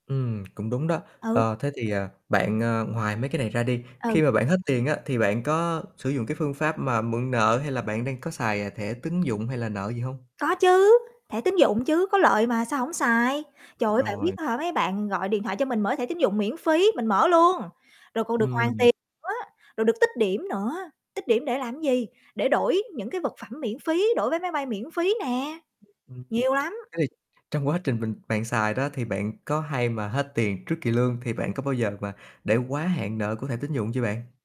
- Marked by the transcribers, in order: tapping; distorted speech; unintelligible speech; other background noise
- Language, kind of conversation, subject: Vietnamese, advice, Vì sao bạn thường hết tiền trước ngày nhận lương?